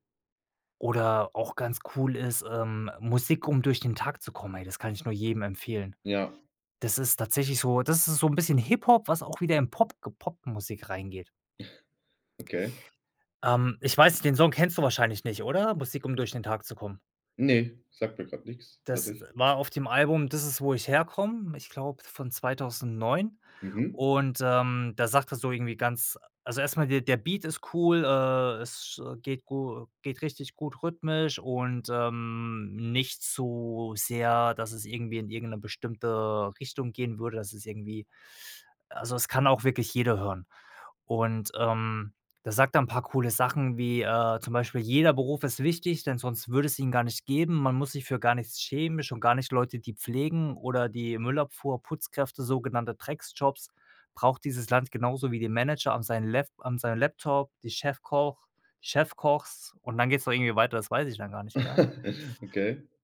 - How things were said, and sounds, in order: chuckle; chuckle
- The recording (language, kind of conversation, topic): German, podcast, Wie hat sich dein Musikgeschmack über die Jahre verändert?